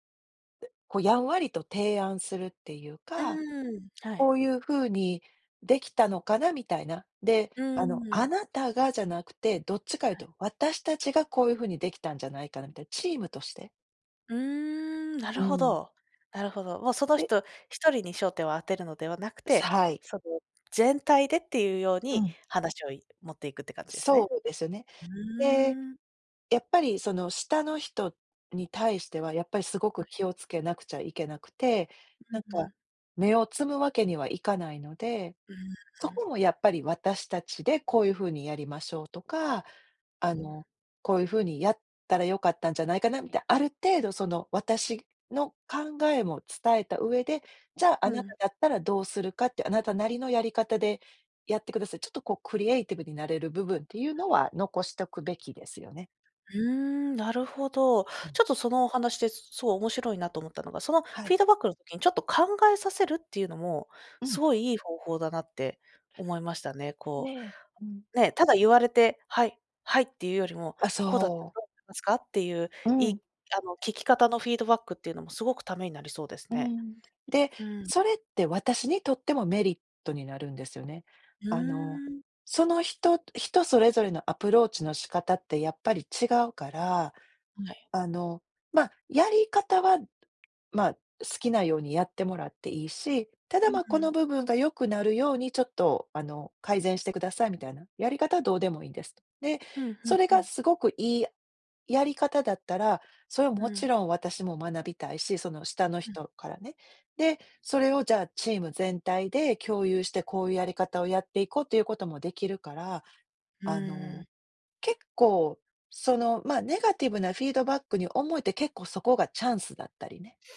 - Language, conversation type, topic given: Japanese, podcast, フィードバックはどのように伝えるのがよいですか？
- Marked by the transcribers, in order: none